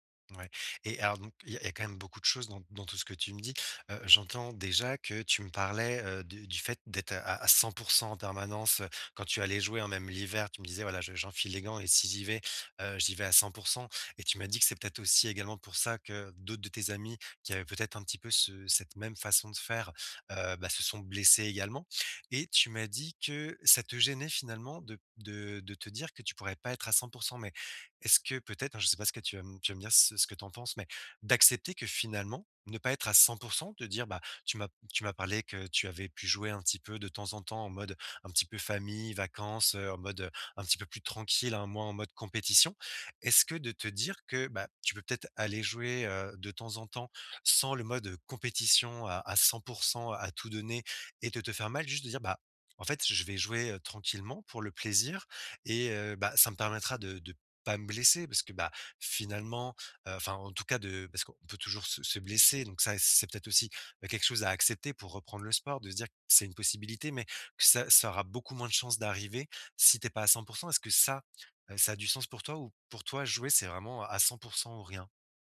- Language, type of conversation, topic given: French, advice, Comment gérer mon anxiété à l’idée de reprendre le sport après une longue pause ?
- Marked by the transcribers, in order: none